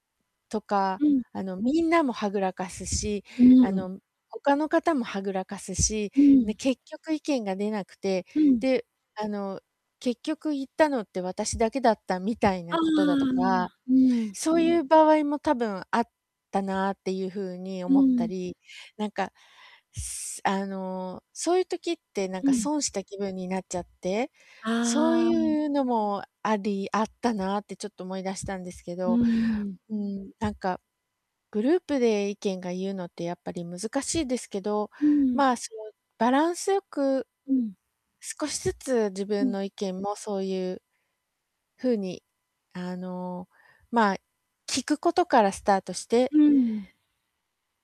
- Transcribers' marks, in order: other background noise; distorted speech
- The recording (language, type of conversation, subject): Japanese, advice, グループで意見が言いにくいときに、自然に発言するにはどうすればいいですか？